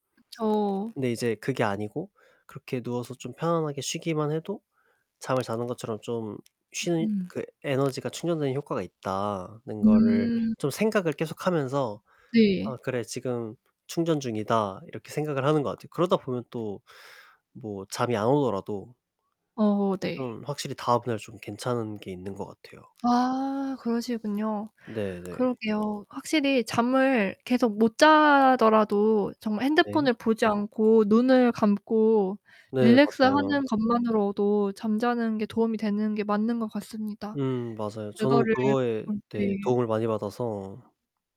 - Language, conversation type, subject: Korean, podcast, 요즘 아침에는 어떤 루틴으로 하루를 시작하시나요?
- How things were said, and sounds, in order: distorted speech; static; tapping; drawn out: "음"; background speech; other background noise